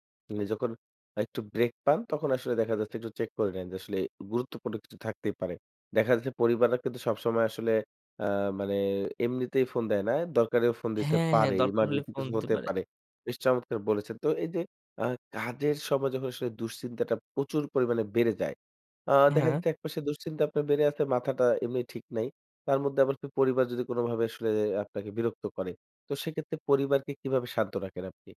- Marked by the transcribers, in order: none
- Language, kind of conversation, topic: Bengali, podcast, কাজ ও পরিবার কীভাবে সামলে রাখেন?